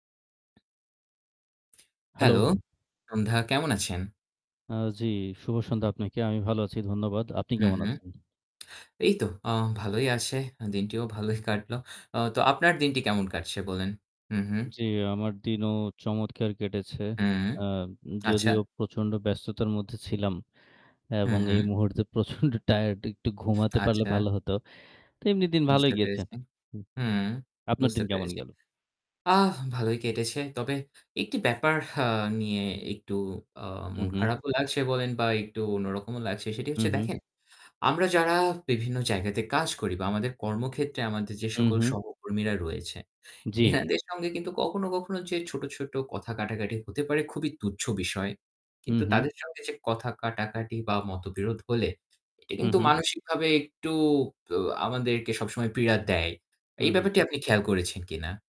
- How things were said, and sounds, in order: other background noise; static; laughing while speaking: "ভালোই কাটলো"; laughing while speaking: "প্রচন্ড টায়ারড একটু ঘুমাতে পারলে ভালো হতো"; distorted speech; tapping
- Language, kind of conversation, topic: Bengali, unstructured, মতবিরোধের সময় আপনি কীভাবে শান্ত থাকতে পারেন?